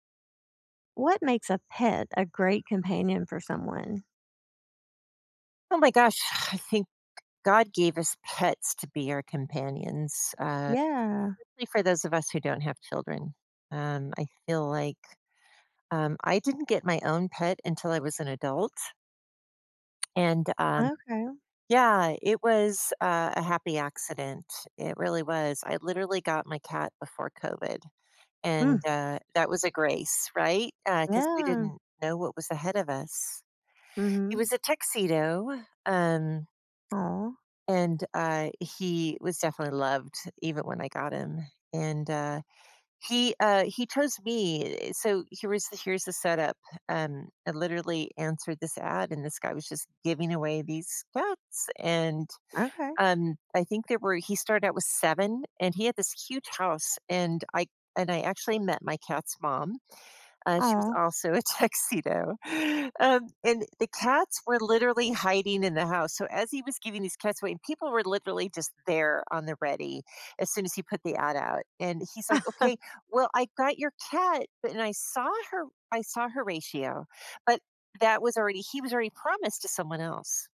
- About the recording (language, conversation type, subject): English, unstructured, What pet qualities should I look for to be a great companion?
- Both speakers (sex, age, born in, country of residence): female, 50-54, United States, United States; female, 60-64, United States, United States
- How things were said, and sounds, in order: tapping; laughing while speaking: "tuxedo"; chuckle